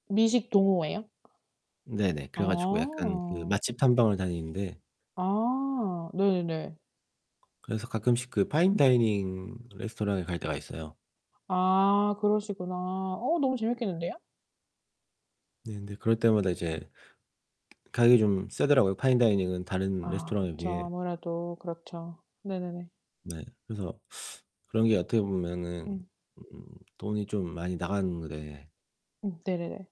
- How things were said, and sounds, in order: static; other background noise
- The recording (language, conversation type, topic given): Korean, unstructured, 누군가 취미에 쓰는 돈이 낭비라고 말하면 어떻게 생각하시나요?